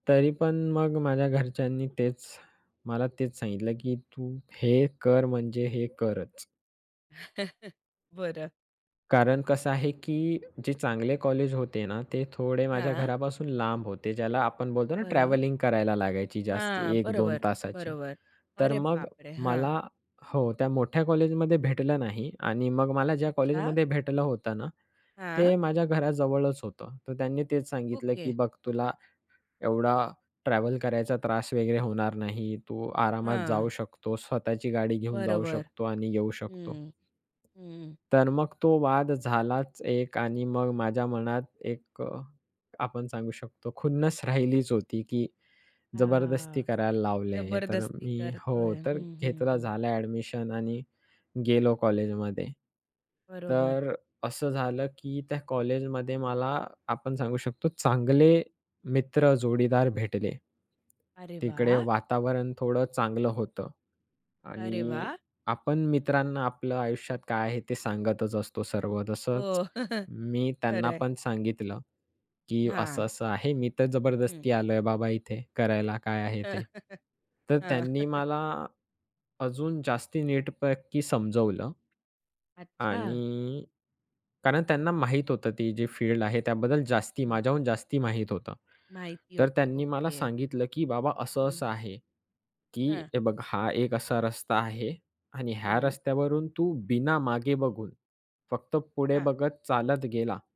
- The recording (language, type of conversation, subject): Marathi, podcast, एखाद्या मोठ्या वादानंतर तुम्ही माफी कशी मागाल?
- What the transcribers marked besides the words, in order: tapping; chuckle; other background noise; chuckle; chuckle